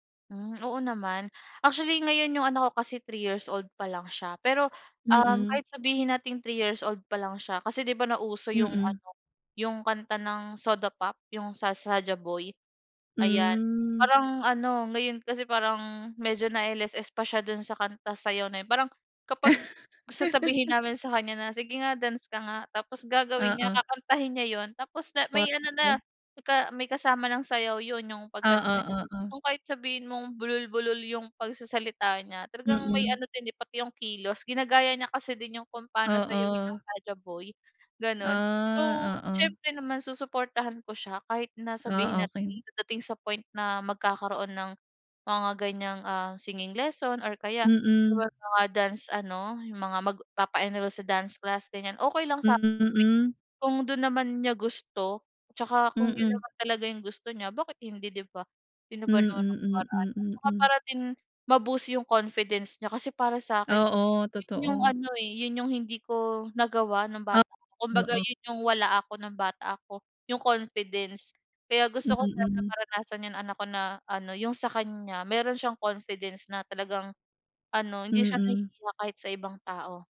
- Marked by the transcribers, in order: other background noise; background speech; other noise
- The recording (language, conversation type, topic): Filipino, podcast, Paano nagsimula ang hilig mo sa musika?